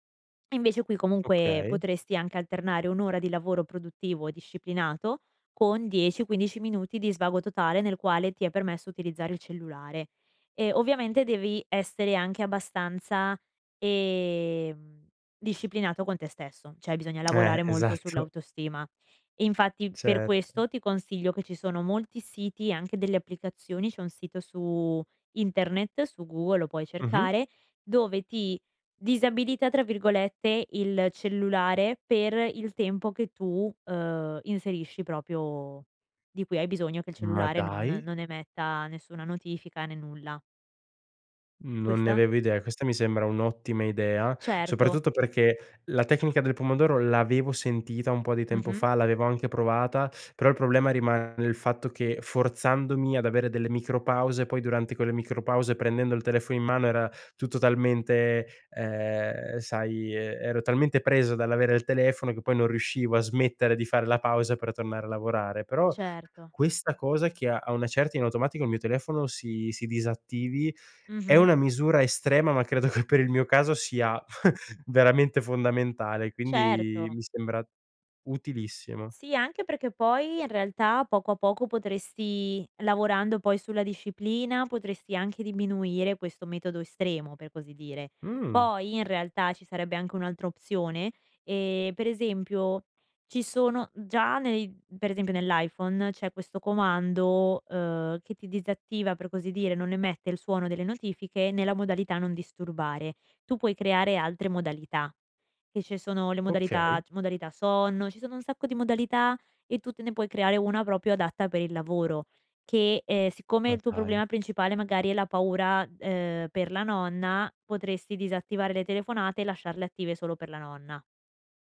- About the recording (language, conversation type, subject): Italian, advice, In che modo il multitasking continuo ha ridotto la qualità e la produttività del tuo lavoro profondo?
- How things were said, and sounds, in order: lip smack; "cioè" said as "ceh"; laughing while speaking: "esatto"; "proprio" said as "propio"; laughing while speaking: "che"; chuckle; tapping